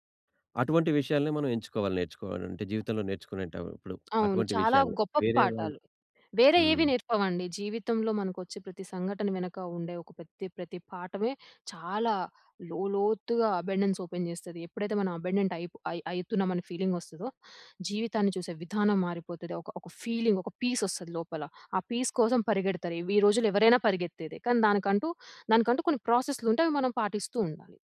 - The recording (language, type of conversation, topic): Telugu, podcast, జీవితాంతం నేర్చుకోవడం అంటే మీకు ఏమనిపిస్తుంది?
- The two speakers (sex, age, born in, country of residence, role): female, 25-29, India, India, guest; male, 50-54, India, India, host
- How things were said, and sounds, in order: tapping; in English: "అబండెన్స్ ఓపెన్"; in English: "అబండెంట్"; in English: "ఫీలింగ్"; in English: "పీస్"; in English: "పీస్"